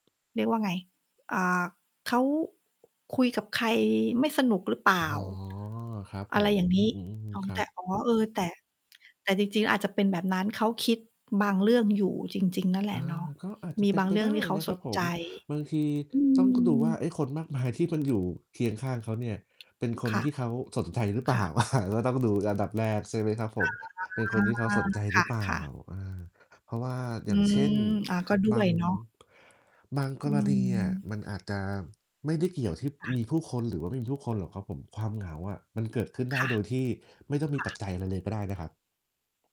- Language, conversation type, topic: Thai, unstructured, ทำไมบางคนถึงรู้สึกเหงาแม้อยู่ท่ามกลางผู้คนมากมาย?
- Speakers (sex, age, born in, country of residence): female, 40-44, Thailand, Thailand; male, 30-34, Thailand, Thailand
- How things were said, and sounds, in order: distorted speech; other background noise; laugh; mechanical hum